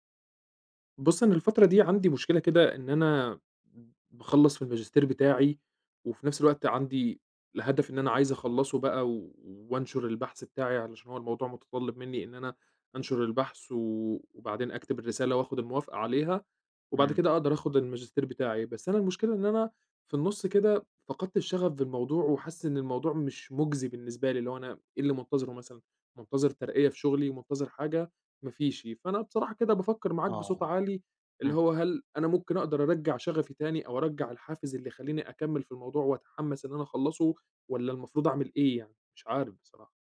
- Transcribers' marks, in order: none
- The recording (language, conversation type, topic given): Arabic, advice, إزاي حسّيت لما فقدت الحافز وإنت بتسعى ورا هدف مهم؟